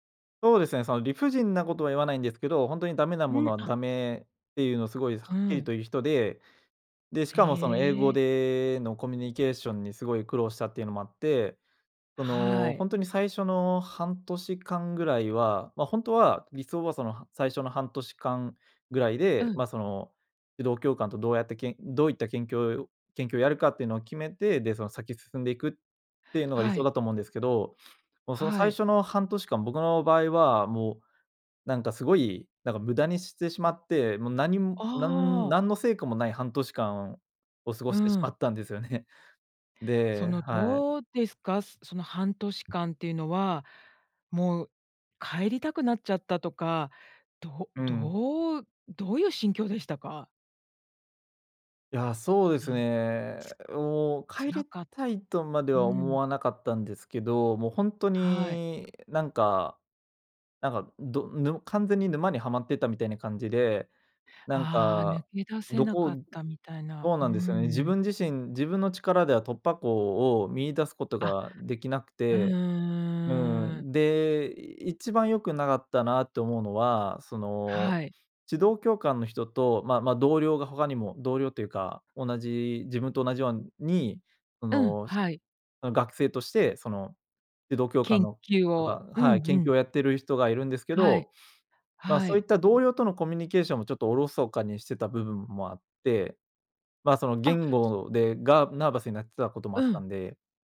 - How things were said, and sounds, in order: sniff; chuckle; tapping
- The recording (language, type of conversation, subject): Japanese, podcast, 失敗からどのようなことを学びましたか？
- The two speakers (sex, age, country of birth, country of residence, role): female, 50-54, Japan, United States, host; male, 25-29, Japan, Germany, guest